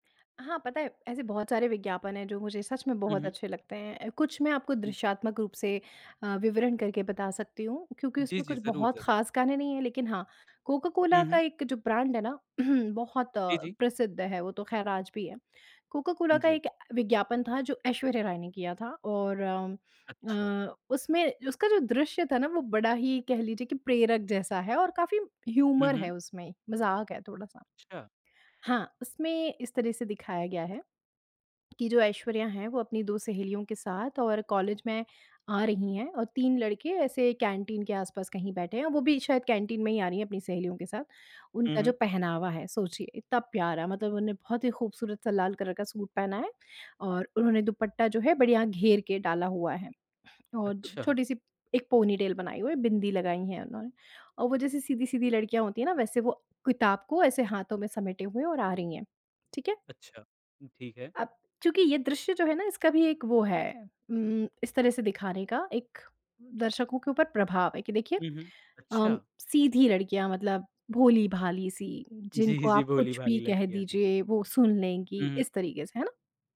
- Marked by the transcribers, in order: other noise; throat clearing; in English: "ह्यूमर"; in English: "कलर"; laughing while speaking: "अच्छा"; laughing while speaking: "जी, जी"
- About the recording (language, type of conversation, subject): Hindi, podcast, क्या कभी किसी विज्ञापन का जिंगल अब भी आपके कानों में गूंजता रहता है?